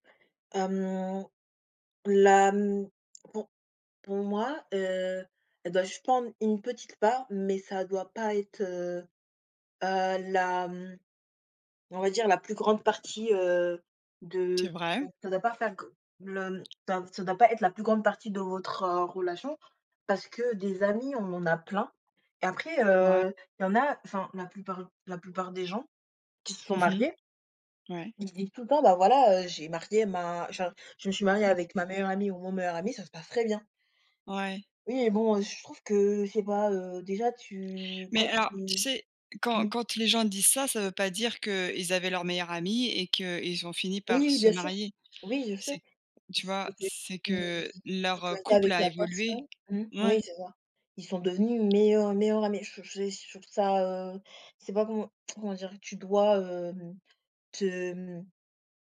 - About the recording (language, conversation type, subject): French, unstructured, Quelle place l’amitié occupe-t-elle dans une relation amoureuse ?
- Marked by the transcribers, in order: tapping; tongue click